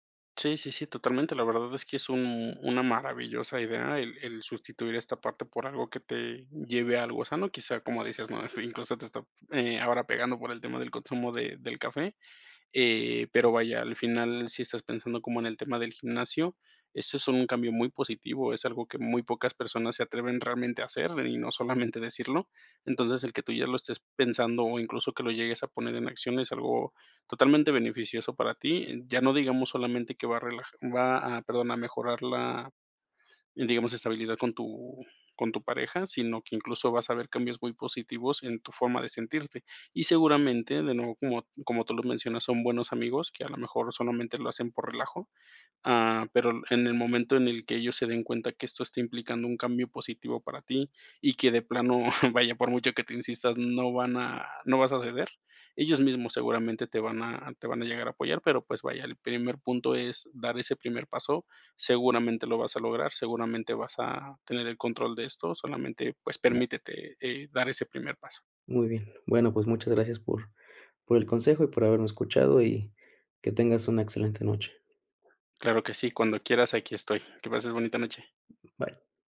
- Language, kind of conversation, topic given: Spanish, advice, ¿Cómo afecta tu consumo de café o alcohol a tu sueño?
- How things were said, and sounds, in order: chuckle; other background noise